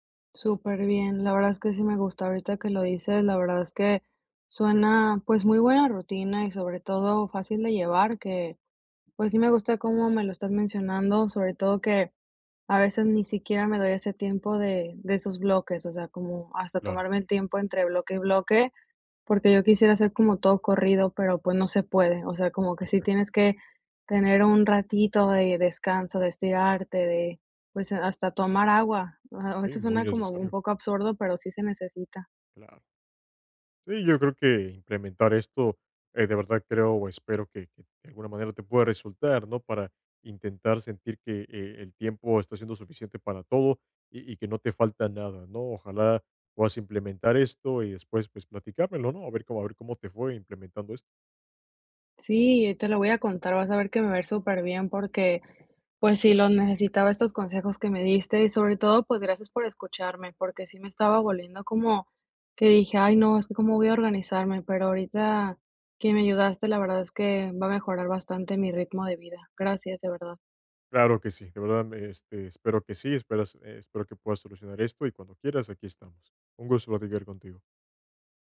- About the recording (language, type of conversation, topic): Spanish, advice, ¿Cómo puedo organizarme mejor cuando siento que el tiempo no me alcanza para mis hobbies y mis responsabilidades diarias?
- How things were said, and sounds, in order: tapping; laughing while speaking: "A a"; other background noise